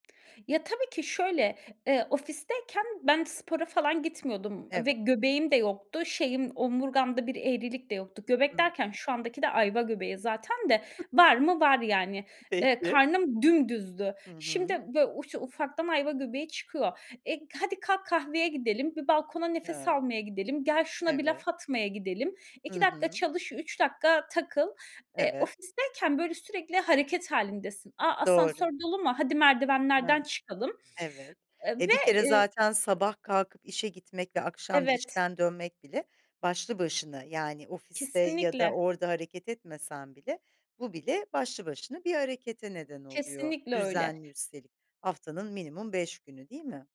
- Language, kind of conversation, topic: Turkish, podcast, Uzaktan çalışmanın zorlukları ve avantajları nelerdir?
- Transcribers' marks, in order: chuckle; tapping